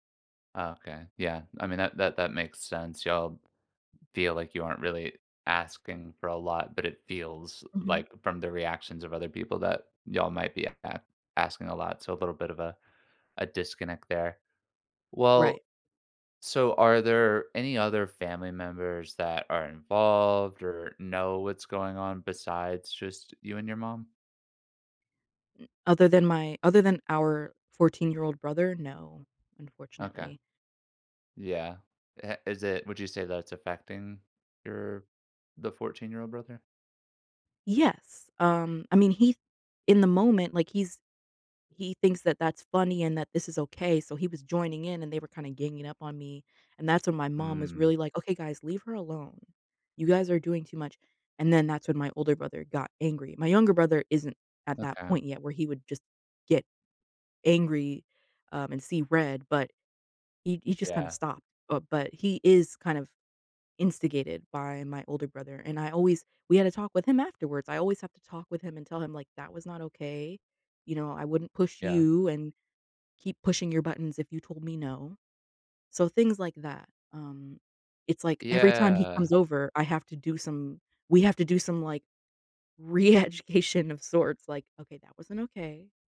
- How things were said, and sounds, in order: tapping; drawn out: "Yeah"; laughing while speaking: "reeducation"
- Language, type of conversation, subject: English, advice, How can I address ongoing tension with a close family member?